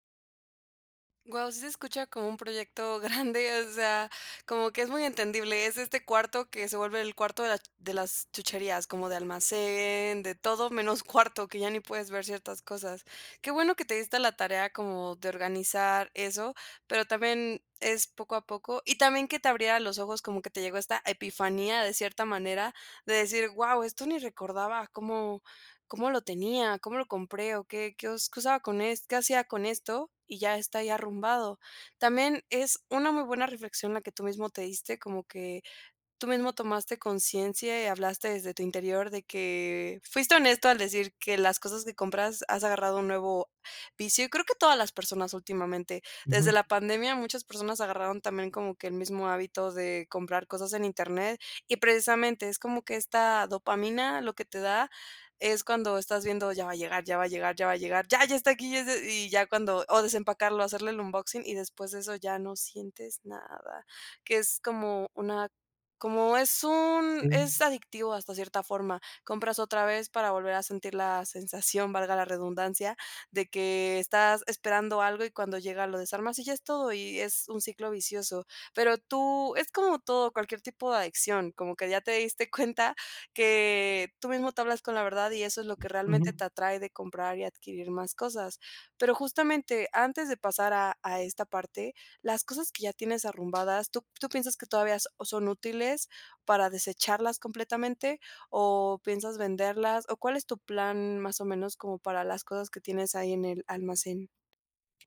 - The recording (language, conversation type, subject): Spanish, advice, ¿Cómo puedo vivir con menos y con más intención cada día?
- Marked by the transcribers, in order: in English: "unboxing"; laughing while speaking: "cuenta"; tapping; other background noise